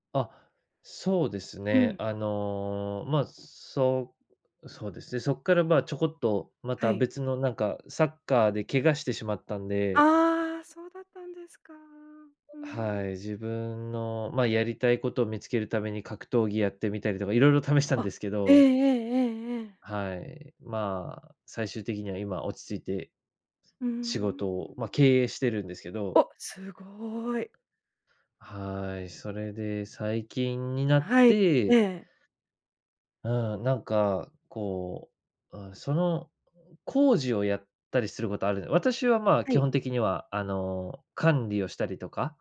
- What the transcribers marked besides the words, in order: other noise; tapping
- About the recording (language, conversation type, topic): Japanese, podcast, 最近、自分について新しく気づいたことはありますか？